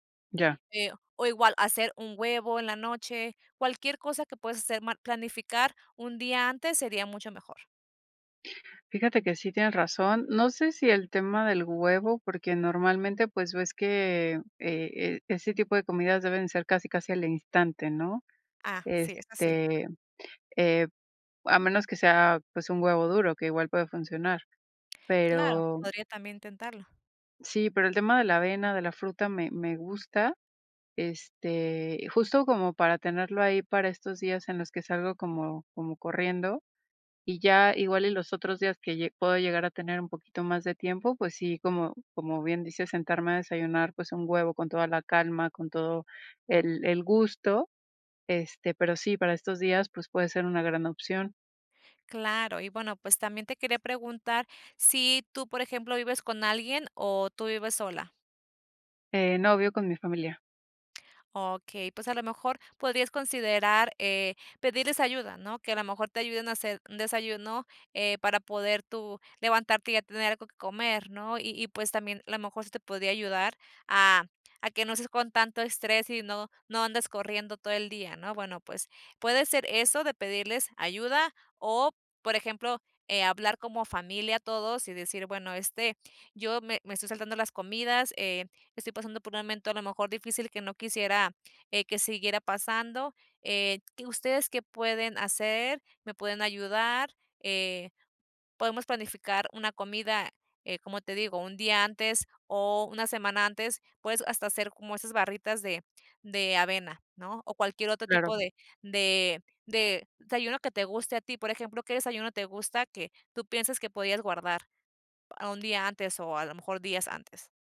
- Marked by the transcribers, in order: other background noise
- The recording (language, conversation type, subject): Spanish, advice, ¿Con qué frecuencia te saltas comidas o comes por estrés?